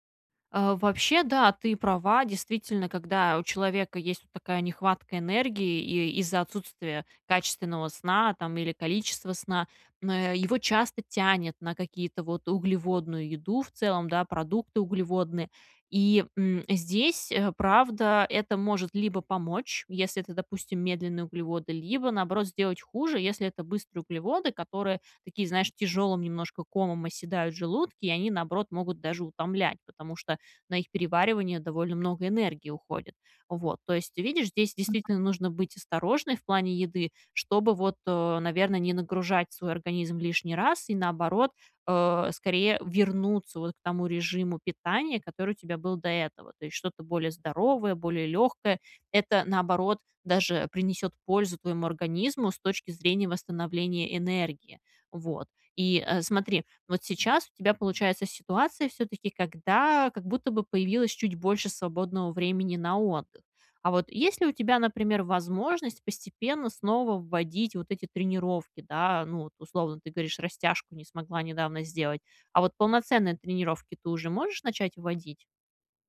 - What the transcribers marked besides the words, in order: none
- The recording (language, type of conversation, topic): Russian, advice, Как улучшить сон и восстановление при активном образе жизни?